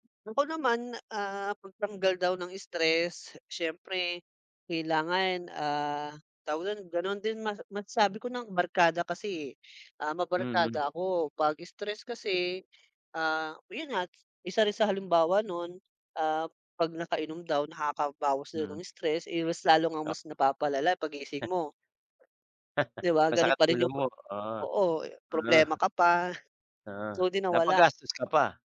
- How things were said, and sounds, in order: other background noise; chuckle; laugh
- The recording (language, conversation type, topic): Filipino, unstructured, Paano ka nagpapahinga matapos ang mahirap na araw?